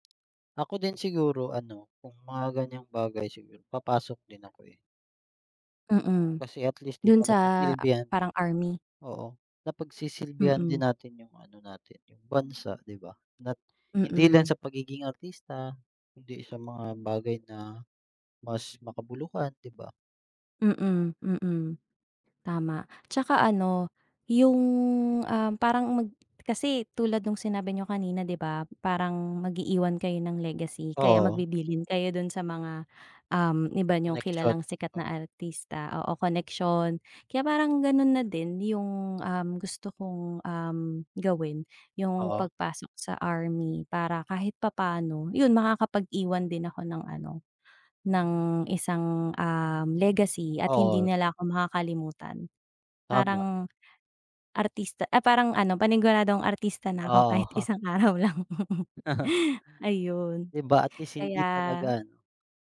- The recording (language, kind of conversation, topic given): Filipino, unstructured, Paano mo gagamitin ang isang araw kung ikaw ay isang sikat na artista?
- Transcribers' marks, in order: scoff; snort